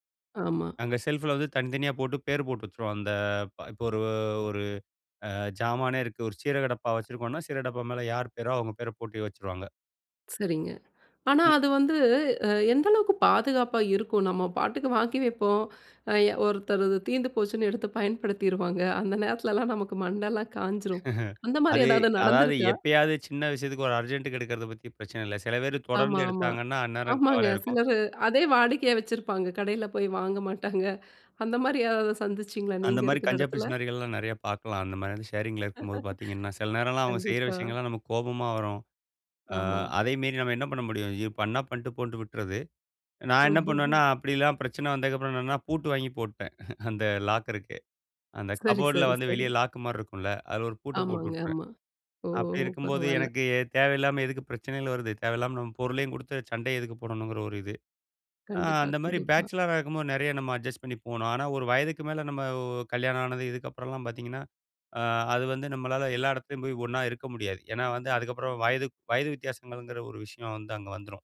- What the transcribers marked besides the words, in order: other noise; laughing while speaking: "பயன்படுத்திருவாங்க. அந்த நேரத்திலலாம்"; chuckle; laughing while speaking: "அந்த மாரி எதாவது நடந்த்துருக்கா?"; in English: "ஷேரிங்ல"; laugh; other background noise; chuckle
- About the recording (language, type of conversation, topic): Tamil, podcast, பகிர்ந்து வசிக்கும் வீட்டிலும் குடியிருப்பிலும் தனியாக இருக்க நேரமும் இடமும் எப்படி ஏற்படுத்திக்கொள்ளலாம்?